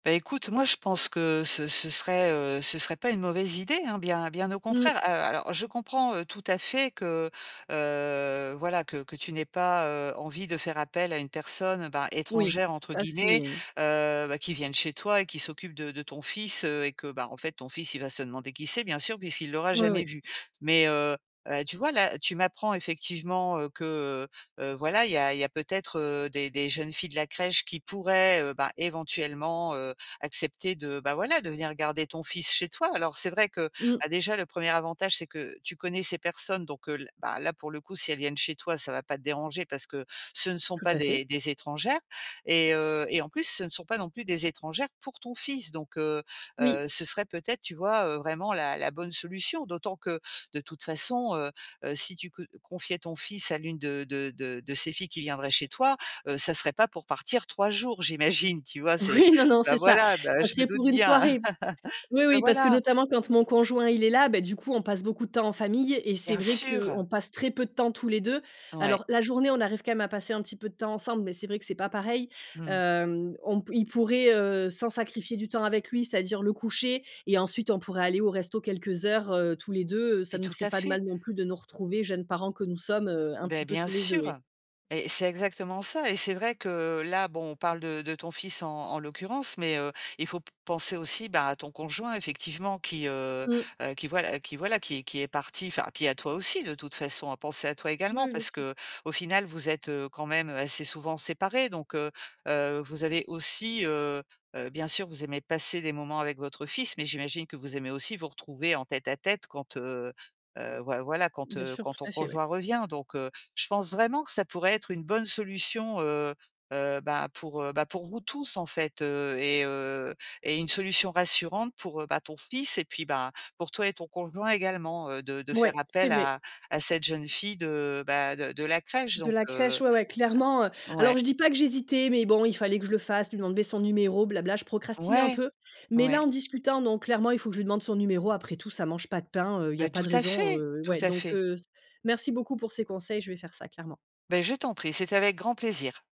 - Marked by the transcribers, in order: laughing while speaking: "Oui, non, non"; laugh; other noise
- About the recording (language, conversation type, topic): French, advice, Comment gérer trop d'engagements le week-end sans avoir de temps pour soi ?